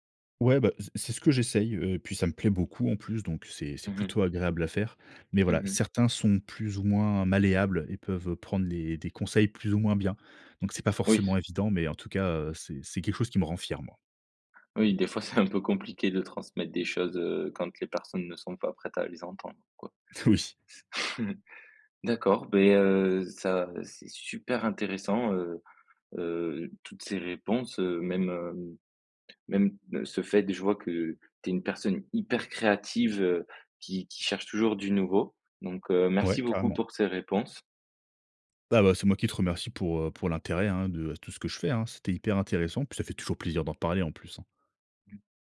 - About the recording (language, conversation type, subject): French, podcast, Processus d’exploration au démarrage d’un nouveau projet créatif
- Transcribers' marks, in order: laughing while speaking: "c'est"; tapping; laughing while speaking: "Oui"; chuckle